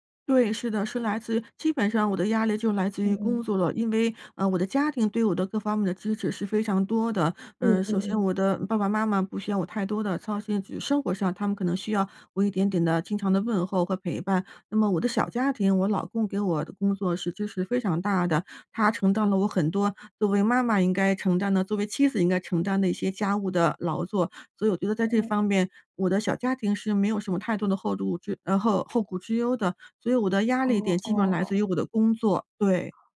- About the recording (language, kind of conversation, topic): Chinese, advice, 为什么我睡醒后仍然感到疲惫、没有精神？
- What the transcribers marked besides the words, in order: other background noise